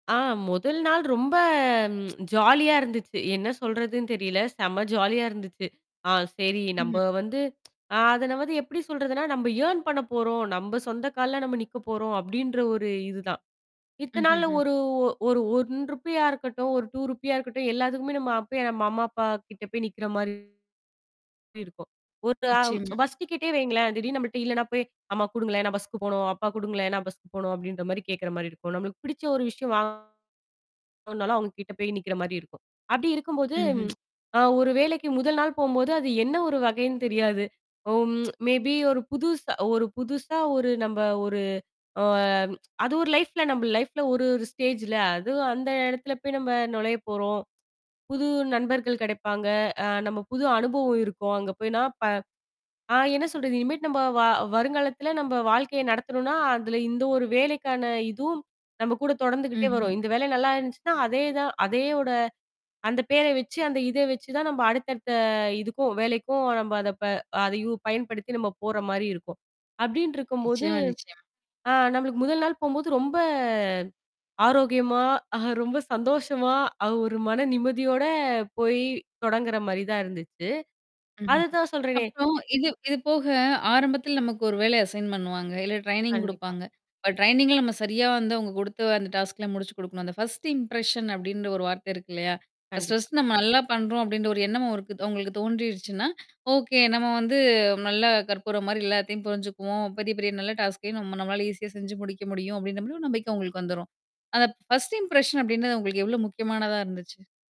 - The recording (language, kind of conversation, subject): Tamil, podcast, முதன்முறையாக வேலைக்குச் சென்ற அனுபவம் உங்களுக்கு எப்படி இருந்தது?
- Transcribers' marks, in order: drawn out: "ரொம்ப"; tsk; in English: "ஜாலியா"; in English: "ஜாலியா"; tsk; distorted speech; in English: "ஏர்ன்"; in English: "ரூப்பியா"; in another language: "பஸ் டிக்கட்டே"; tapping; in another language: "பஸ்க்கு"; tsk; tsk; in English: "மே பி"; in English: "லைஃப்ல"; in English: "லைஃப்ல"; in English: "ஸ்டேஜ்ல"; "போனா" said as "போய்னா"; "இனிமேலு" said as "இனிமேட்"; drawn out: "ரொம்ப"; laughing while speaking: "ரொம்ப சந்தோஷமா"; in English: "அசைன்"; in English: "ட்ரெய்னிங்"; in English: "ட்ரெய்னிங்ல"; in English: "டாஸ்க்லாம்"; in English: "இம்ப்ரஷன்"; in English: "ஓகே"; in English: "டாஸ்கையும்"; in English: "ஈஸியா"; in English: "இம்ப்ரஷன்"